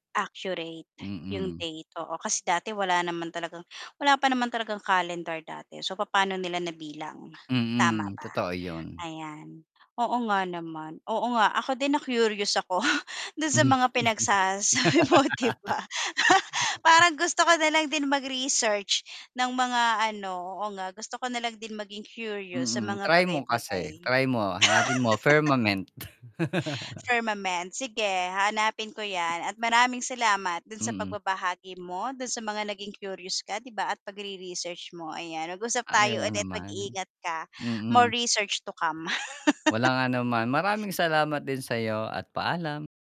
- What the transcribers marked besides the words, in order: other background noise; tapping; static; chuckle; laugh; laughing while speaking: "pinagsasabi mo 'di ba"; chuckle; laugh; in English: "firmament"; chuckle; in English: "Firmament"; in English: "More research to come"; laugh
- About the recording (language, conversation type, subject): Filipino, podcast, Ano-ano ang mga simpleng bagay na nagpapasigla sa kuryusidad mo?